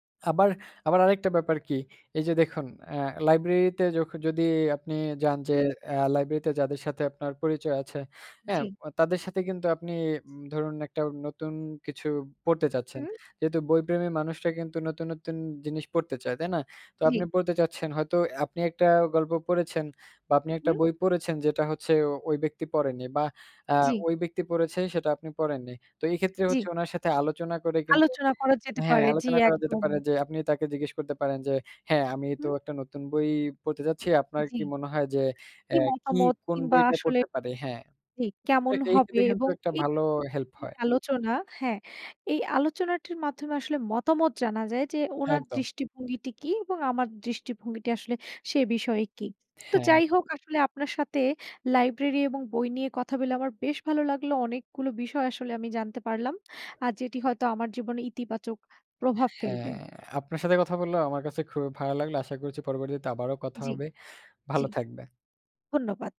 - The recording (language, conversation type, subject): Bengali, unstructured, বইয়ের দোকান আর গ্রন্থাগারের মধ্যে কোনটিতে সময় কাটাতে আপনি বেশি পছন্দ করেন?
- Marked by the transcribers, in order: tapping; tsk; unintelligible speech; other background noise; lip smack; "পরবর্তীতে" said as "পরবরিয়তে"